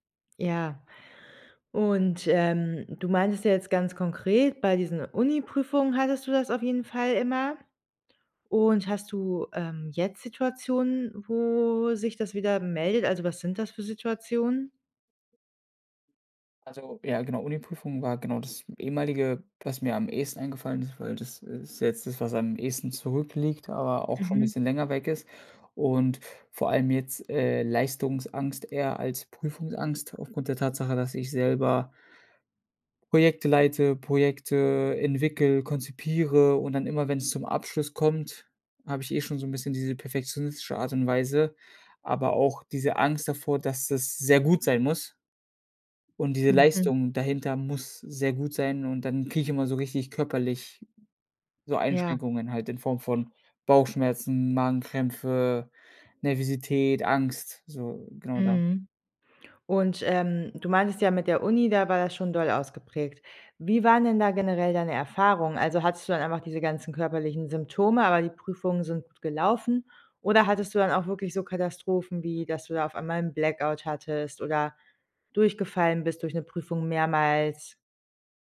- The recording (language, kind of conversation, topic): German, advice, Wie kann ich mit Prüfungs- oder Leistungsangst vor einem wichtigen Termin umgehen?
- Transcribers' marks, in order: other background noise